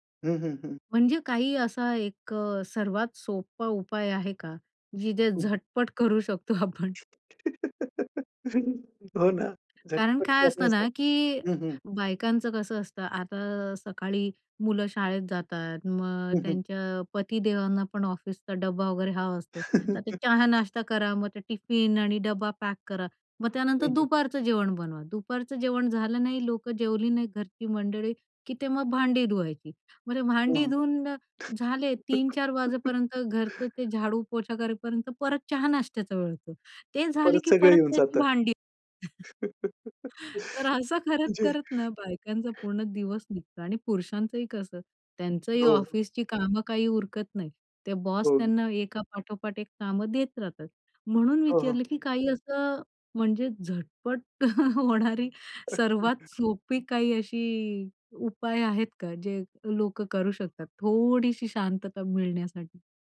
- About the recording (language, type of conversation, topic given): Marathi, podcast, एक व्यस्त दिवसभरात तुम्ही थोडी शांतता कशी मिळवता?
- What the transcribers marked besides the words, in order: laughing while speaking: "जे, झटपट करू शकतो आपण?"; other background noise; laugh; chuckle; chuckle; chuckle; laughing while speaking: "म्हणजे"; chuckle; laughing while speaking: "झटपट होणारी"